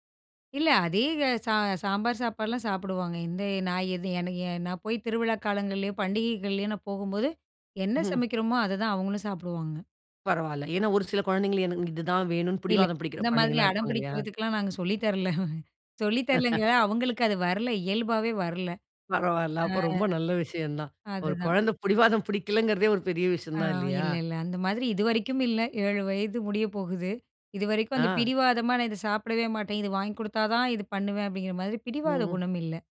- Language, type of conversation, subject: Tamil, podcast, உங்கள் குடும்ப மதிப்புகளை குழந்தைகளுக்கு எப்படி கற்பிப்பீர்கள்?
- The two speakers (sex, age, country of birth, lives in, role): female, 35-39, India, India, guest; female, 40-44, India, India, host
- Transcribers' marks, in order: laugh; snort